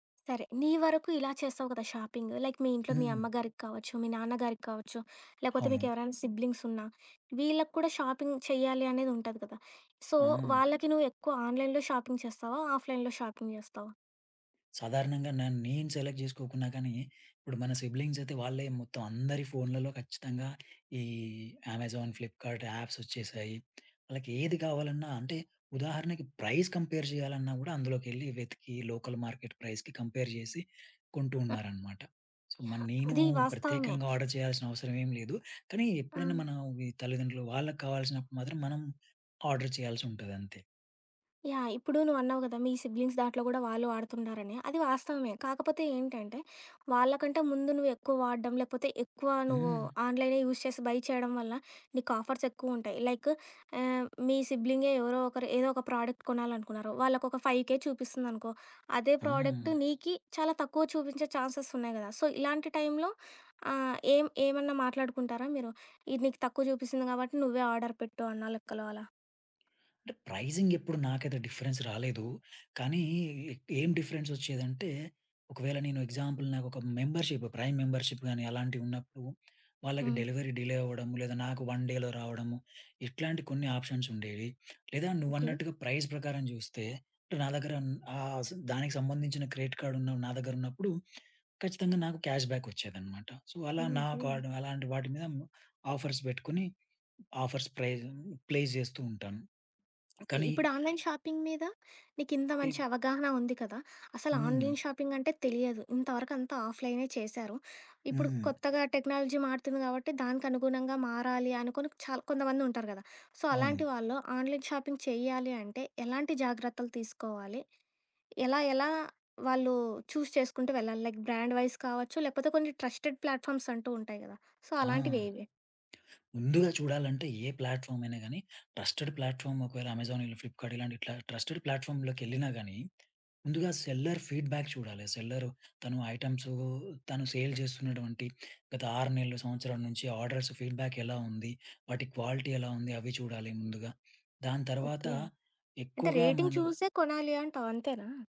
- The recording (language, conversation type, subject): Telugu, podcast, ఆన్‌లైన్ షాపింగ్‌లో మీరు ఎలా సురక్షితంగా ఉంటారు?
- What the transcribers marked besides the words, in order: in English: "లైక్"; in English: "సిబ్లింగ్స్"; in English: "షాపింగ్"; in English: "సో"; in English: "ఆన్‌లైన్‌లో షాపింగ్"; in English: "ఆఫ్‌లై‌న్‌లో షాపింగ్"; in English: "సెలెక్ట్"; in English: "ప్రైస్ కంపేర్"; in English: "లోకల్"; in English: "ప్రైజ్‌కి కంపేర్"; in English: "సో"; in English: "ఆర్డర్"; other background noise; in English: "ఓన్లీ"; in English: "ఆర్డర్"; in English: "సిబ్లింగ్స్"; tapping; in English: "యూజ్"; in English: "బై"; in English: "ప్రోడక్ట్"; in English: "ఫైవ్ కే"; in English: "ఛాన్సెస్"; in English: "సో"; in English: "ఆర్డర్"; in English: "ప్రైసింగ్"; in English: "డిఫరెన్స్"; in English: "డిఫరెన్స్"; in English: "ఎగ్జాంపుల్"; in English: "మెంబర్షిప్ ప్రైమ్ మెంబర్షిప్"; in English: "డెలివరీ డిలే"; in English: "వన్ డేలో"; in English: "ఆప్షన్స్"; in English: "ప్రైజ్"; in English: "క్రెడిట్ కార్డ్"; in English: "క్యాష్ బ్యాక్"; in English: "సో"; in English: "కార్డ్"; in English: "ఆఫర్స్"; in English: "ఆఫర్స్ ప్రైజ్ ప్లేస్"; in English: "ఆన్‌లైన్ షాపింగ్"; in English: "ఆన్‌లైన్ షాపింగ్"; in English: "టెక్నాలజీ"; in English: "సో"; in English: "ఆన్‌లైన్ షాపింగ్"; in English: "చూజ్"; in English: "లైక్ బ్రాండ్ వైస్"; in English: "ట్రస్టెడ్ ప్లాట్ఫామ్స్"; in English: "సో"; in English: "ప్లాట్ఫామ్"; in English: "ట్రస్టెడ్ ప్లాట్‌ఫామ్"; in English: "ట్రస్టెడ్ ప్లాట్‌ఫామ్"; in English: "సెల్లర్ ఫీడ్‌బ్యాక్"; in English: "ఐటమ్స్"; in English: "సేల్"; in English: "ఆర్డర్స్ ఫీడ్‌బ్యాక్"; in English: "క్వాలిటీ"; in English: "రేటింగ్"